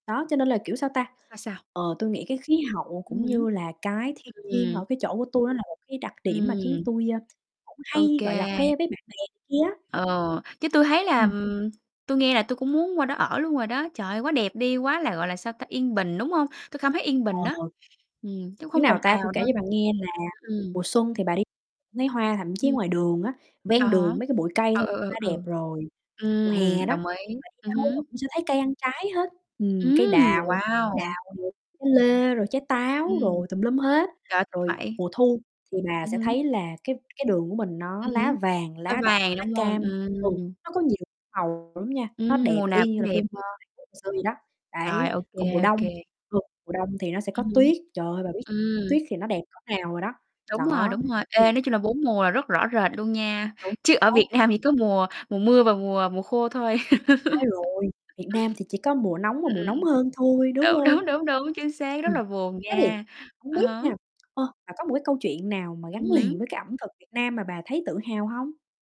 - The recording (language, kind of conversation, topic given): Vietnamese, unstructured, Điều gì khiến bạn cảm thấy tự hào về nơi bạn đang sống?
- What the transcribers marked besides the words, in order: tapping; distorted speech; other background noise; laugh; mechanical hum; laughing while speaking: "đúng"